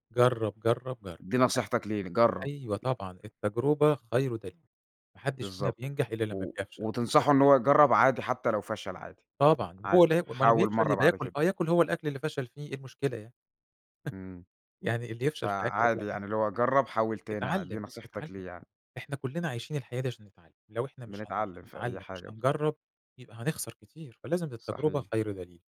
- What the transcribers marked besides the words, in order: unintelligible speech; stressed: "طبعًا"; chuckle; other background noise
- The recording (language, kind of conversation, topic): Arabic, podcast, إيه هي هوايتك المفضلة وليه؟